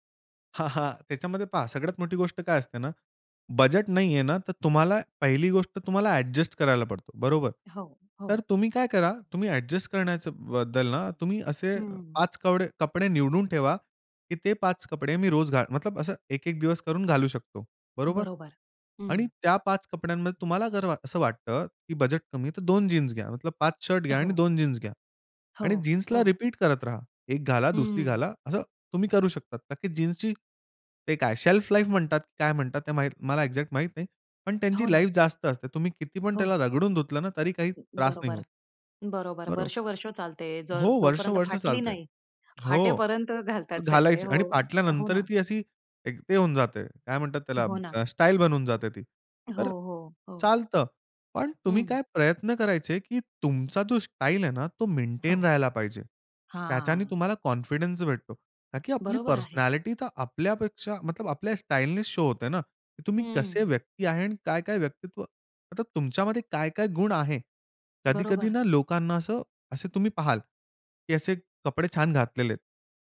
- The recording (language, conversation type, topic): Marathi, podcast, कामाच्या ठिकाणी व्यक्तिमत्व आणि साधेपणा दोन्ही टिकतील अशी शैली कशी ठेवावी?
- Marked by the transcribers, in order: in English: "रिपीट"; in English: "शेल्फ लाईफ"; in English: "एक्झॅक्ट"; in English: "लाईफ"; other background noise; laughing while speaking: "फाटेपर्यंत घालतात सगळे"; in English: "कॉन्फिडन्स"; drawn out: "हां"; in English: "पर्सनॅलिटी"; in English: "शो"